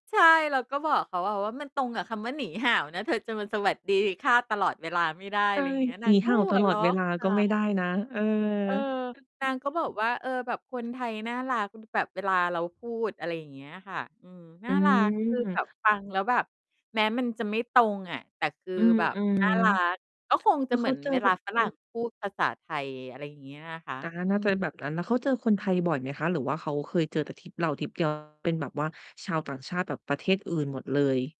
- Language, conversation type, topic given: Thai, podcast, คุณเคยมีโมเมนต์ตลก ๆ กับคนแปลกหน้าระหว่างเดินทางบ้างไหม?
- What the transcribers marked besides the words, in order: distorted speech; chuckle